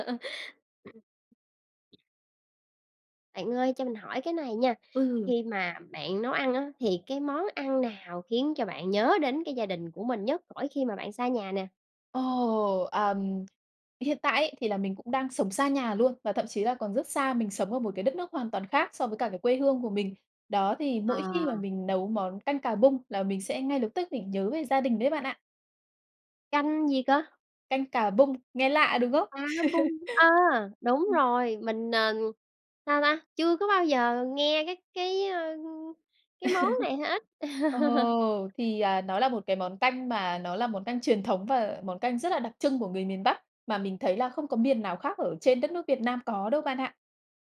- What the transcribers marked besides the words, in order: laugh; other background noise; tapping; laugh; laugh; laugh
- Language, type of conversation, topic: Vietnamese, podcast, Món ăn giúp bạn giữ kết nối với người thân ở xa như thế nào?